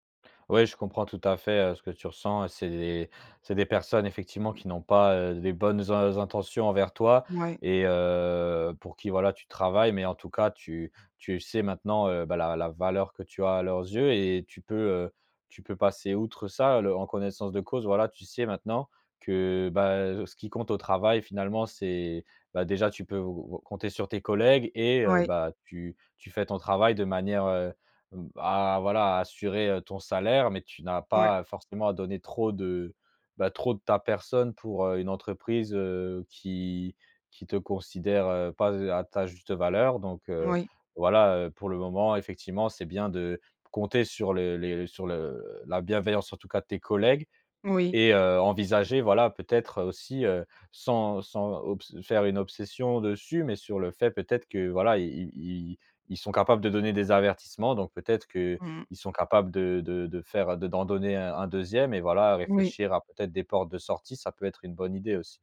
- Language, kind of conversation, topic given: French, advice, Comment décririez-vous votre épuisement émotionnel proche du burn-out professionnel ?
- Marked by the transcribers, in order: none